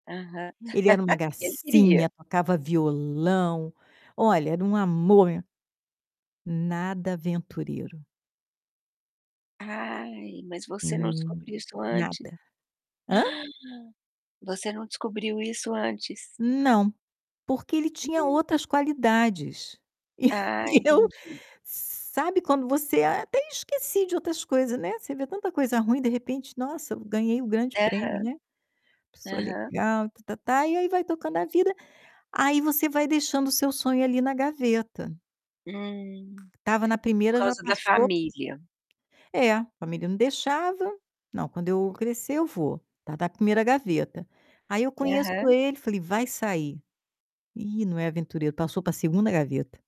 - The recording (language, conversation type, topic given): Portuguese, podcast, Na sua opinião, sucesso é mais realização ou reconhecimento?
- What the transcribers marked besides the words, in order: other background noise; tapping; laugh; distorted speech; gasp; laughing while speaking: "E eu e eu"